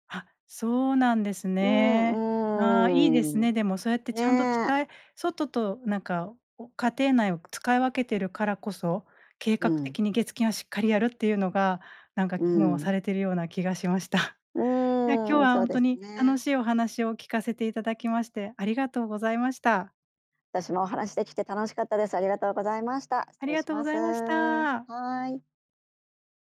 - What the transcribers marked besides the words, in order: none
- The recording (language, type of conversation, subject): Japanese, podcast, 晩ごはんはどうやって決めていますか？